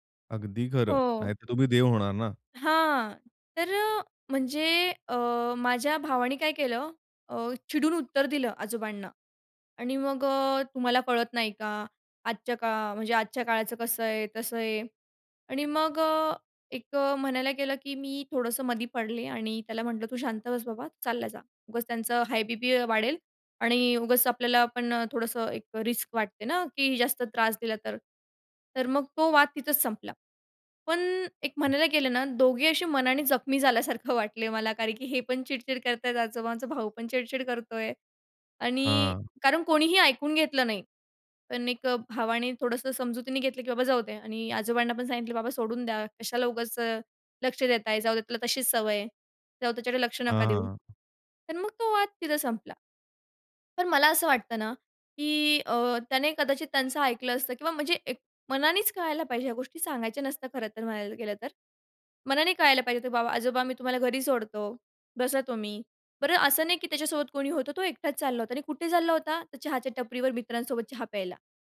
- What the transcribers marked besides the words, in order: in English: "रिस्क"; other background noise
- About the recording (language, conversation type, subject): Marathi, podcast, वृद्ध आणि तरुण यांचा समाजातील संवाद तुमच्या ठिकाणी कसा असतो?